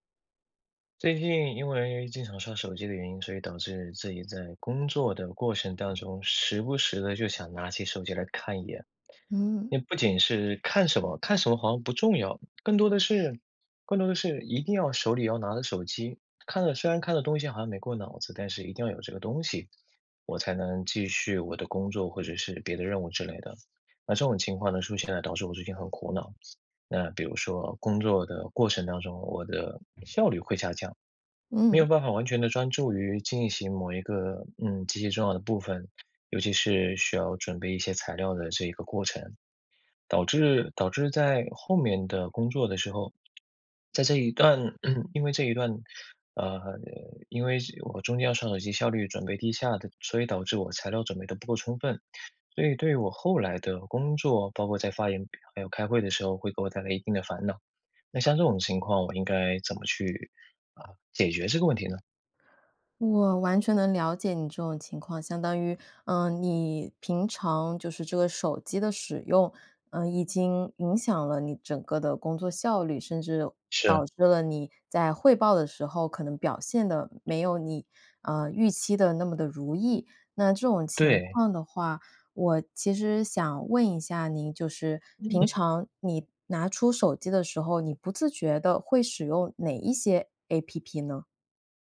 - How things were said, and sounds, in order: other background noise; tapping; throat clearing
- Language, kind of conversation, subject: Chinese, advice, 我在工作中总是容易分心、无法专注，该怎么办？